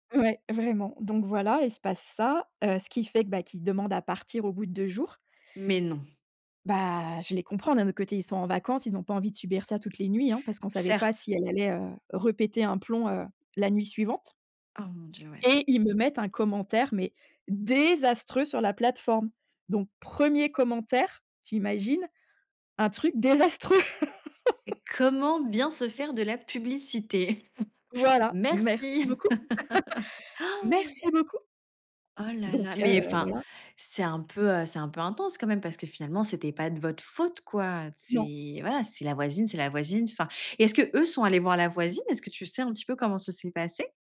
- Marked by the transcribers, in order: tapping; stressed: "désastreux"; laugh; chuckle; laugh
- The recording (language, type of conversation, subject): French, podcast, Parle-moi d’une fois où tu as regretté une décision ?